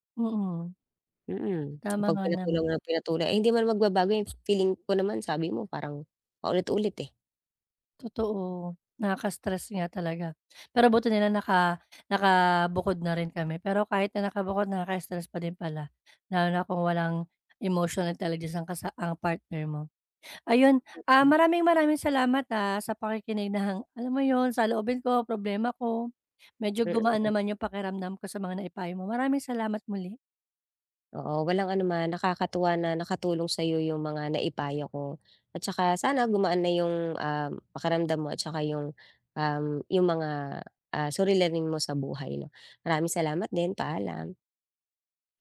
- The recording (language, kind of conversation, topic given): Filipino, advice, Paano ko malalaman kung mas dapat akong magtiwala sa sarili ko o sumunod sa payo ng iba?
- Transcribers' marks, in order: tongue click; other background noise